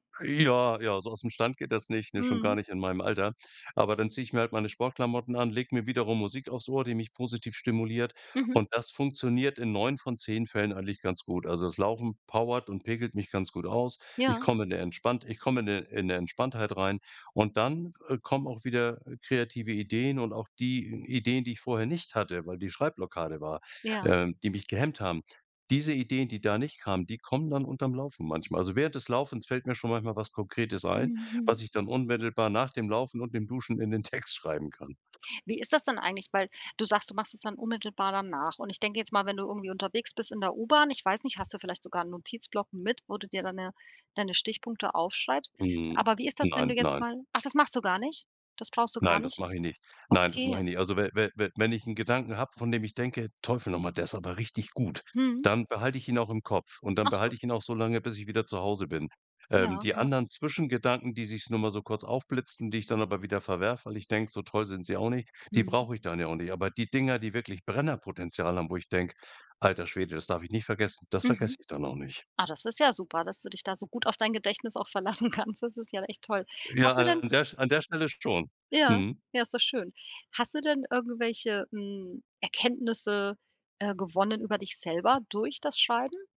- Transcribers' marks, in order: laughing while speaking: "Text"; other background noise; stressed: "Brennerpotenzial"; laughing while speaking: "verlassen"
- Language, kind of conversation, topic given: German, podcast, Was bringt dich dazu, kreativ loszulegen?
- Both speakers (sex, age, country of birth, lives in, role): female, 40-44, Germany, Portugal, host; male, 65-69, Germany, Germany, guest